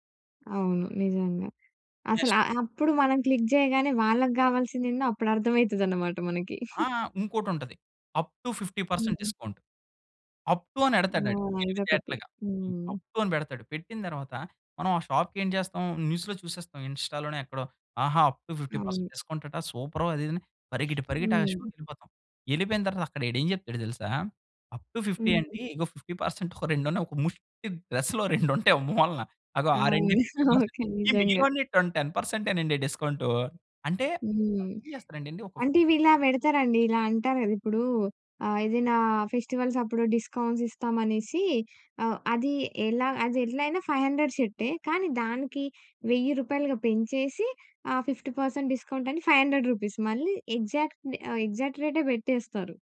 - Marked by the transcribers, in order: in English: "క్లిక్"; chuckle; in English: "అప్ టు ఫిఫ్టీ పర్సెంట్ డిస్కౌంట్. అప్ టు"; in English: "అప్ టు"; in English: "న్యూస్‌లో"; in English: "ఇన్‌స్టా‌లోనో"; in English: "అప్ టు ఫిఫ్టీ పర్సెంట్ డిస్కౌంట్"; other background noise; in English: "అప్ టు ఫిఫ్టీ"; in English: "డ్రెస్‌లో"; chuckle; in English: "ఫిఫ్టీ పర్సెంట్"; in English: "టొన్ టెన్"; in English: "ఫెస్టివల్స్"; in English: "డిస్కౌంట్స్"; in English: "ఫైవ్ హండ్రెడ్"; in English: "ఫిఫ్టీ పర్సెంట్ డిస్కౌంట్"; in English: "ఫైవ్ హండ్రెడ్ రూపీస్"; in English: "ఎగ్జాక్ట్ రె"; in English: "ఎగ్జాక్ట్"
- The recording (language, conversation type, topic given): Telugu, podcast, ఆన్‌లైన్‌లో వచ్చిన సమాచారం నిజమా కాదా ఎలా నిర్ధారిస్తారు?